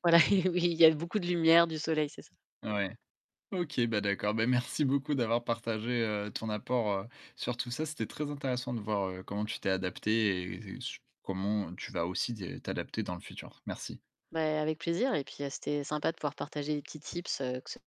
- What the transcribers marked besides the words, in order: laughing while speaking: "oui"; laughing while speaking: "merci"; tapping
- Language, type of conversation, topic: French, podcast, Qu’est-ce que la lumière change pour toi à la maison ?